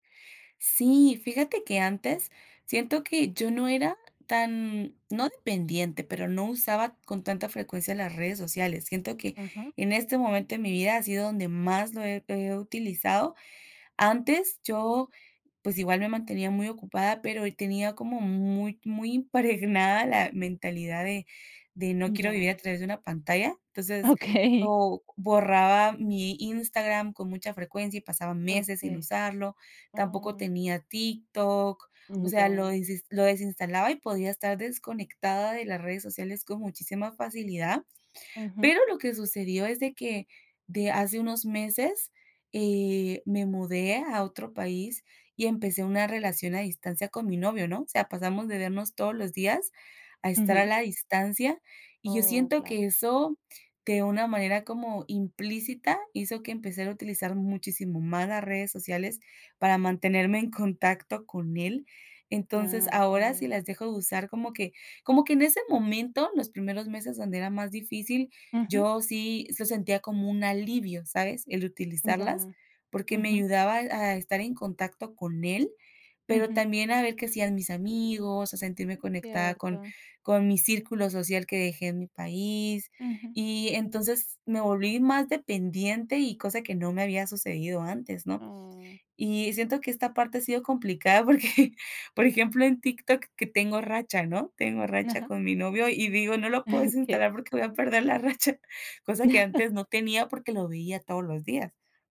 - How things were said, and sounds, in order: laughing while speaking: "Okey"; laughing while speaking: "porque"; joyful: "No lo puedo desinstalar porque voy a perder la racha"; chuckle; chuckle
- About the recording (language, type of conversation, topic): Spanish, advice, ¿Cómo quieres reducir tu tiempo en redes sociales cada día?